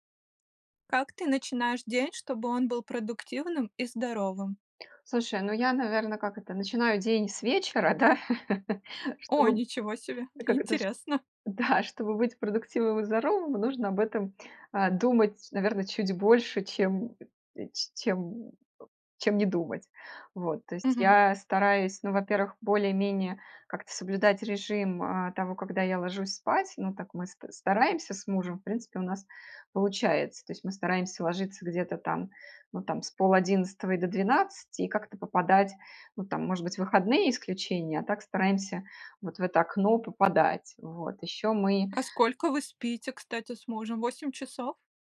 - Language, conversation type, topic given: Russian, podcast, Как вы начинаете день, чтобы он был продуктивным и здоровым?
- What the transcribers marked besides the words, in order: chuckle; tapping; grunt; other noise; other background noise